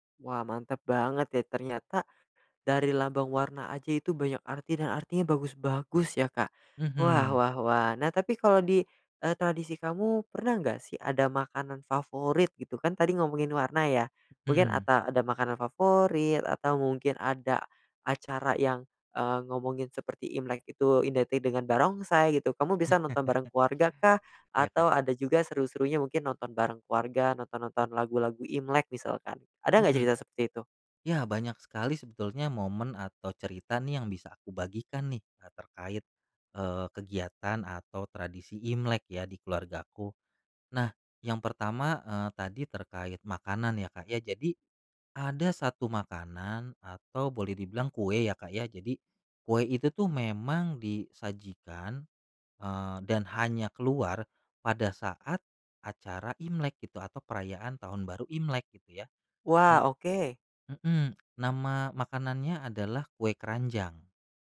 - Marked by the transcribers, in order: chuckle
- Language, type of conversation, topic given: Indonesian, podcast, Ceritakan tradisi keluarga apa yang selalu membuat suasana rumah terasa hangat?